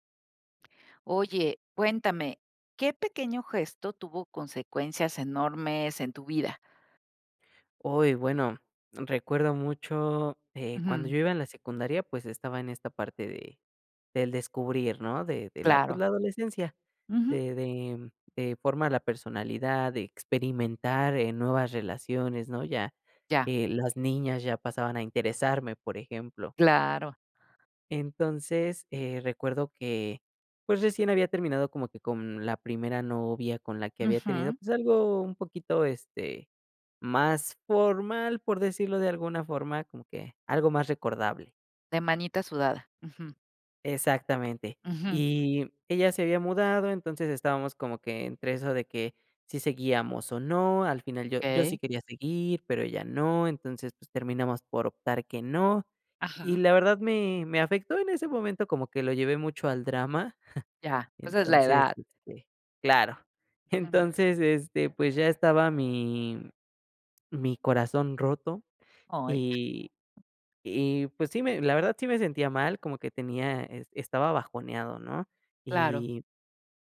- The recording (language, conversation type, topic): Spanish, podcast, ¿Qué pequeño gesto tuvo consecuencias enormes en tu vida?
- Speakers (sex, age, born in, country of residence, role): female, 50-54, Mexico, Mexico, host; male, 20-24, Mexico, Mexico, guest
- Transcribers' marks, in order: chuckle; other background noise